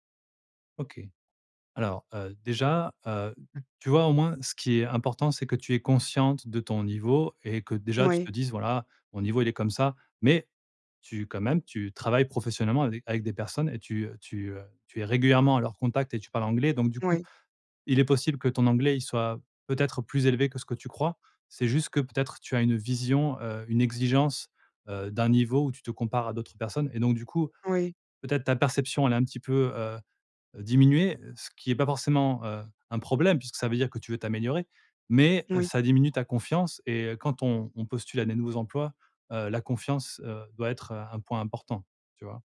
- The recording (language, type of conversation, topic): French, advice, Comment puis-je surmonter ma peur du rejet et me décider à postuler à un emploi ?
- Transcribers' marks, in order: other background noise; stressed: "Mais"